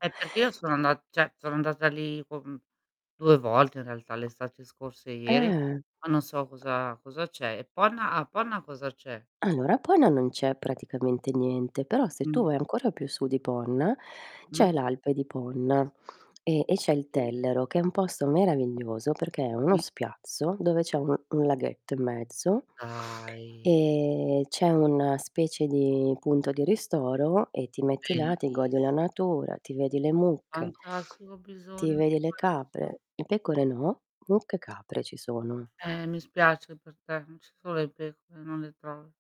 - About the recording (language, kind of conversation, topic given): Italian, unstructured, Qual è il tuo ricordo più bello legato alla natura?
- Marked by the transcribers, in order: static; tapping; "cioè" said as "ceh"; distorted speech; drawn out: "Dai"; "pecore" said as "pecoe"